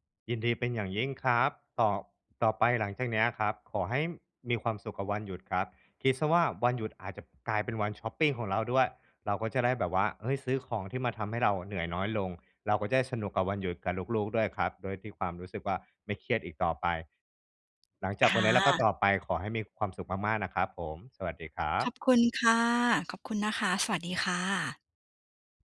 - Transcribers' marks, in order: none
- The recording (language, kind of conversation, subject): Thai, advice, ฉันควรทำอย่างไรเมื่อวันหยุดทำให้ฉันรู้สึกเหนื่อยและกดดัน?